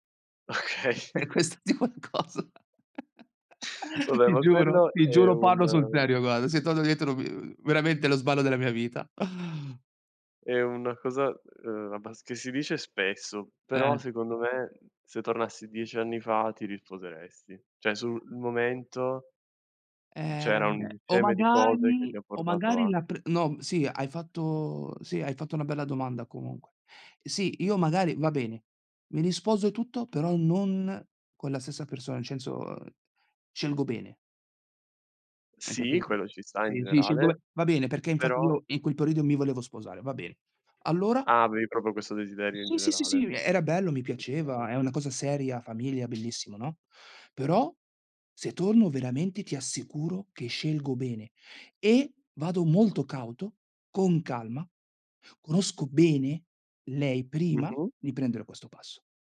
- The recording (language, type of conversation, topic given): Italian, unstructured, Qual è un momento speciale che vorresti rivivere?
- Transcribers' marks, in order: laughing while speaking: "Okay"; tapping; laughing while speaking: "Per questo di' qualcosa!"; chuckle; "guarda" said as "guara"; "indietro" said as "idietro"; unintelligible speech; sigh; other background noise; "cioè" said as "ceh"; "bene" said as "ber"; "famiglia" said as "familia"